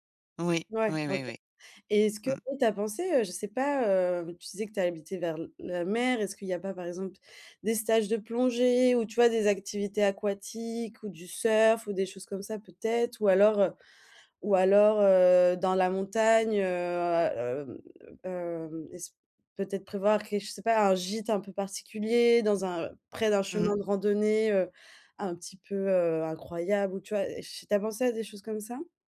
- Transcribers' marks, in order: none
- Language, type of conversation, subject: French, advice, Comment trouver un cadeau mémorable pour un proche ?